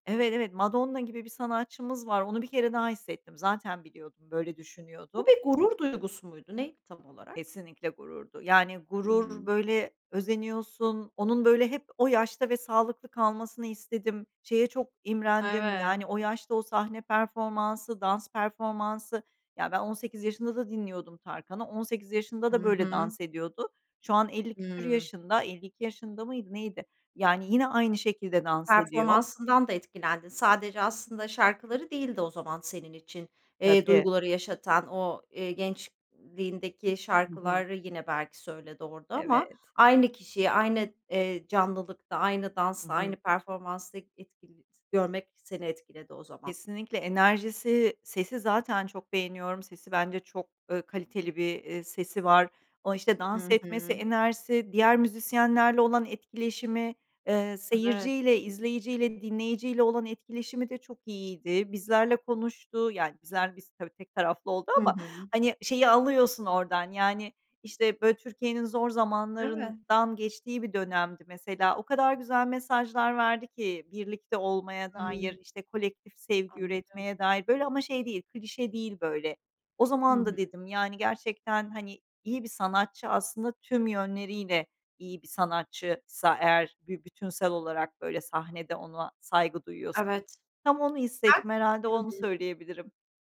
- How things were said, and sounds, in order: other background noise; tapping; unintelligible speech
- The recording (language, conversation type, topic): Turkish, podcast, Canlı konserler senin için ne ifade eder?